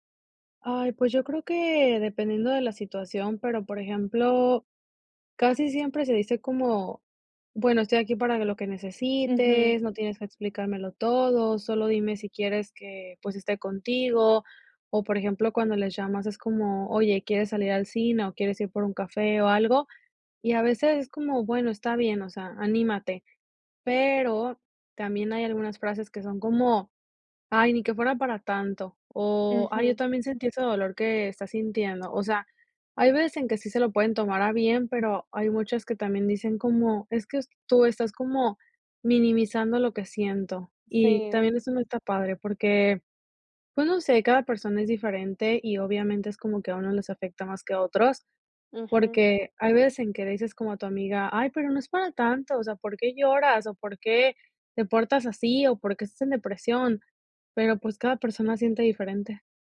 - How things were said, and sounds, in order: put-on voice: "Ay, pero no es para … estás en depresión?"
- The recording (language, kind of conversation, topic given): Spanish, podcast, ¿Cómo ayudas a un amigo que está pasándolo mal?